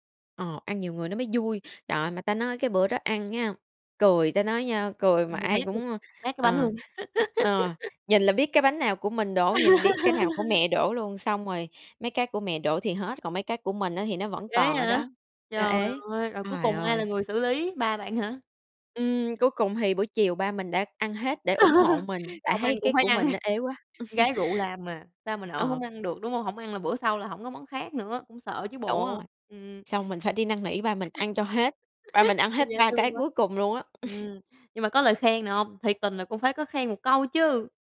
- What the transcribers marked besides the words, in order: other background noise; laugh; laugh; laughing while speaking: "ăn"; chuckle; tapping; chuckle
- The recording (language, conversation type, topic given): Vietnamese, podcast, Bạn có kỷ niệm nào đáng nhớ khi cùng mẹ nấu ăn không?